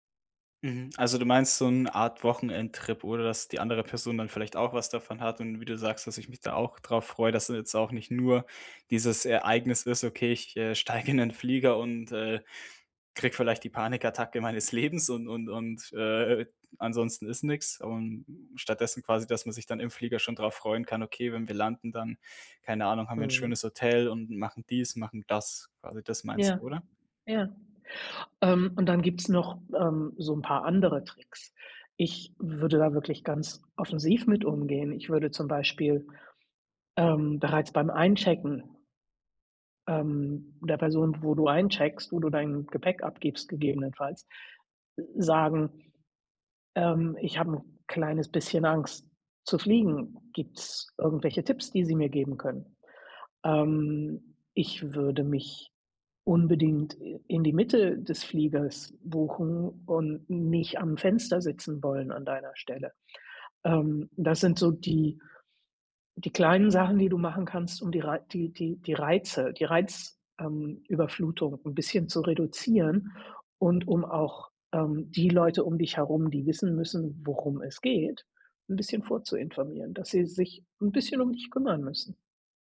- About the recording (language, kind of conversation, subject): German, advice, Wie kann ich beim Reisen besser mit Angst und Unsicherheit umgehen?
- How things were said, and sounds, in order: laughing while speaking: "steige"